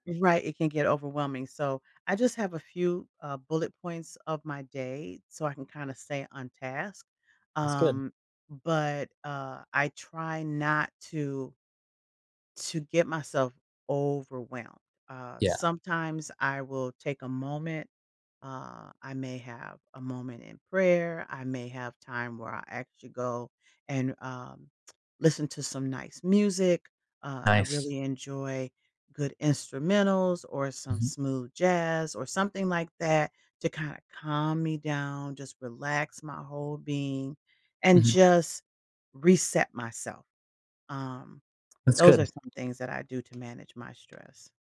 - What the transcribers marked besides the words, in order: tsk; tsk; other background noise
- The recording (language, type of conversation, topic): English, unstructured, How would you like to get better at managing stress?
- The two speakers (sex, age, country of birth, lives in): female, 55-59, United States, United States; male, 20-24, United States, United States